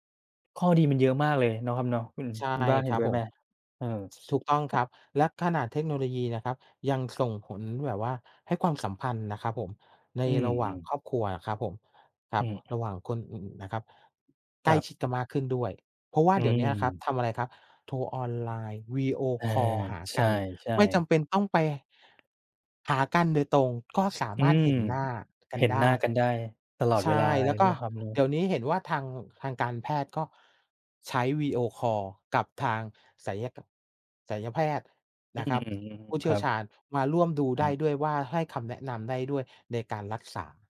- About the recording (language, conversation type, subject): Thai, unstructured, เทคโนโลยีเปลี่ยนวิธีที่เราใช้ชีวิตอย่างไรบ้าง?
- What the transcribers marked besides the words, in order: tapping; other background noise